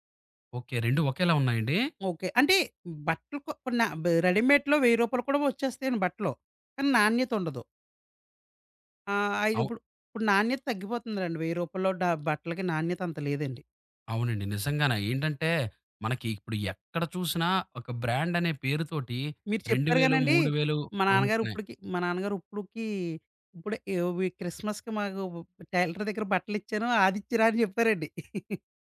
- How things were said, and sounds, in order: in English: "రెడీమేడ్‌లో"; in English: "బ్రాండ్"; in English: "టైలర్"; laugh
- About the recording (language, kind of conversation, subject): Telugu, podcast, బడ్జెట్ పరిమితి ఉన్నప్పుడు స్టైల్‌ను ఎలా కొనసాగించాలి?